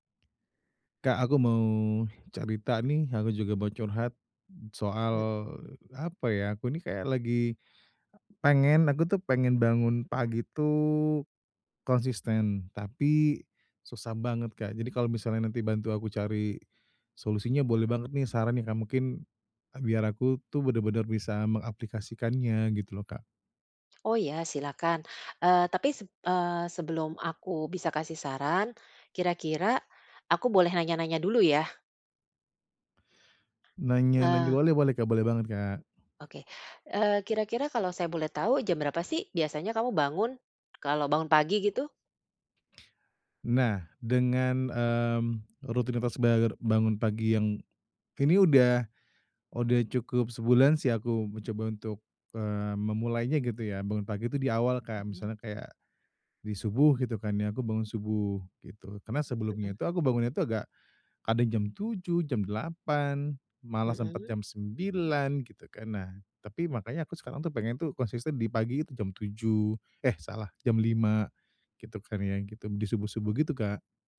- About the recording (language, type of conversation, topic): Indonesian, advice, Bagaimana cara membangun kebiasaan bangun pagi yang konsisten?
- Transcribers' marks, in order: tapping